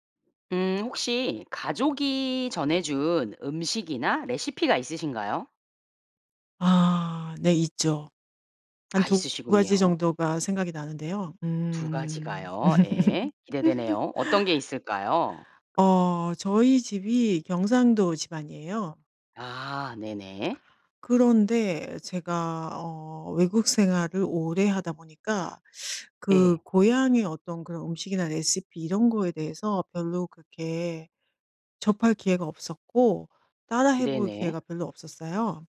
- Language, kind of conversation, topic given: Korean, podcast, 가족에게서 대대로 전해 내려온 음식이나 조리법이 있으신가요?
- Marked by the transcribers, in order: laugh; tapping; teeth sucking